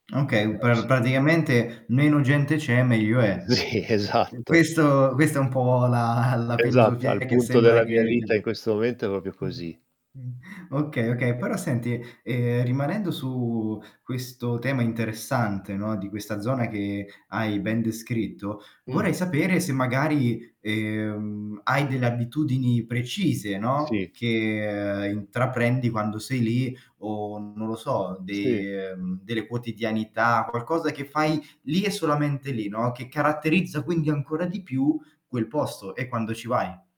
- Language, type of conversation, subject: Italian, podcast, Qual è un posto nella natura che ti fa sentire a casa?
- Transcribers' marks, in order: distorted speech; laughing while speaking: "Sì"; other noise; other background noise; chuckle; static; unintelligible speech; background speech; "proprio" said as "propio"; drawn out: "di"